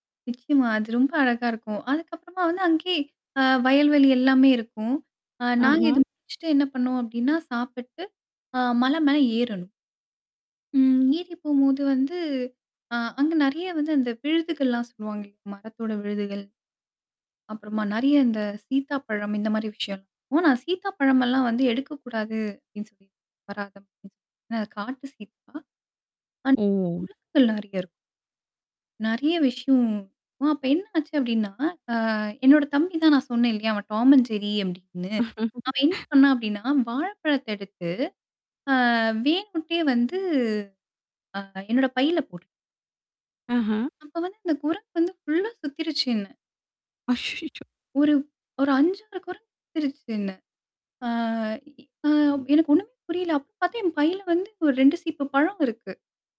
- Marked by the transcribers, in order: other noise; distorted speech; other background noise; in English: "டாம் அண்ட் ஜெர்ரி"; laugh; in English: "ஃபுல்லா"; laughing while speaking: "அஸ்ஸச்சோ"
- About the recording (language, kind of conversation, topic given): Tamil, podcast, குழந்தைப் பருவத்தில் இயற்கையுடன் உங்கள் தொடர்பு எப்படி இருந்தது?